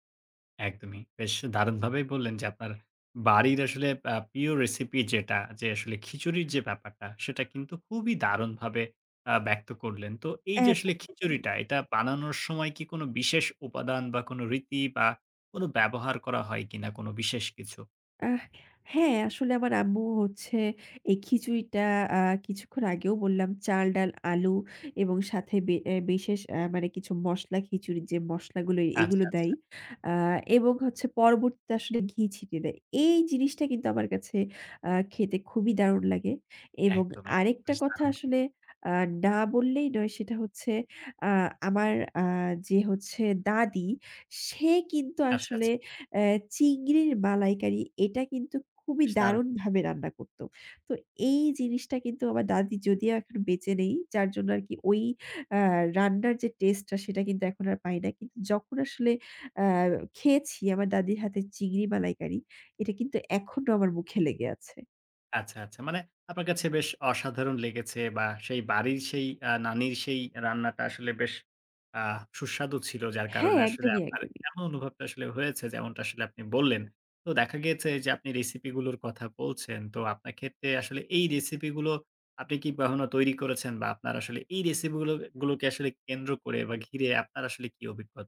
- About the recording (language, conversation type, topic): Bengali, podcast, তোমাদের বাড়ির সবচেয়ে পছন্দের রেসিপি কোনটি?
- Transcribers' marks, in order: tapping; other background noise; "কখনো" said as "পহনো"